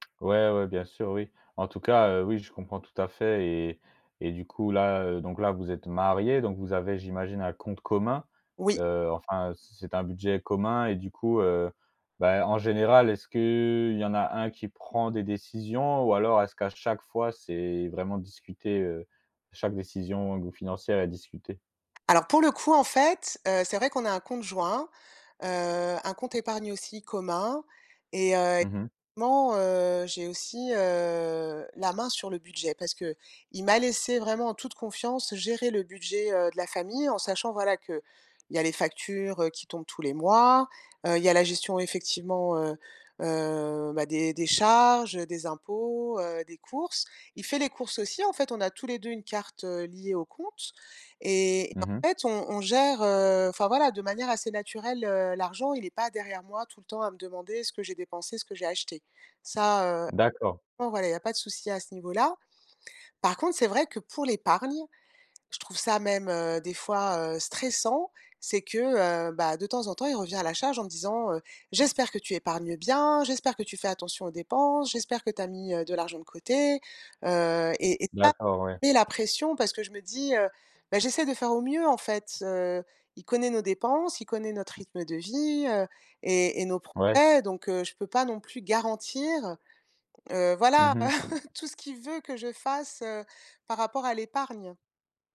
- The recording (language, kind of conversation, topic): French, advice, Pourquoi vous disputez-vous souvent à propos de l’argent dans votre couple ?
- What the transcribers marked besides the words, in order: unintelligible speech; drawn out: "heu"; unintelligible speech; other background noise; unintelligible speech; chuckle